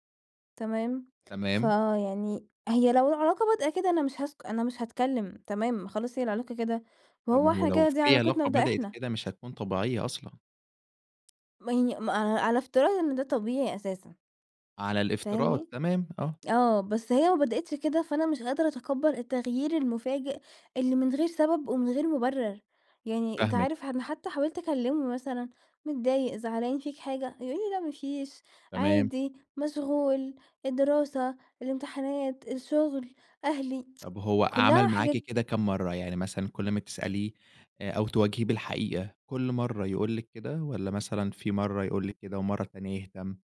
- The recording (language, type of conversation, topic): Arabic, advice, إزاي أتعامل مع إحساس الذنب بعد ما قررت أنهي العلاقة؟
- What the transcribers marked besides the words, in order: tsk; tapping